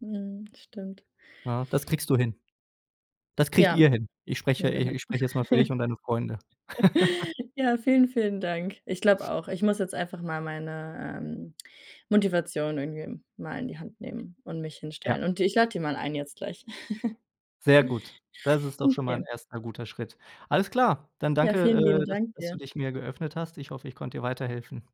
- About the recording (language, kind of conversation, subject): German, advice, Wie kann ich meine Essensplanung verbessern, damit ich seltener Fast Food esse?
- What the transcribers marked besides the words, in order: chuckle; other background noise; chuckle; snort; chuckle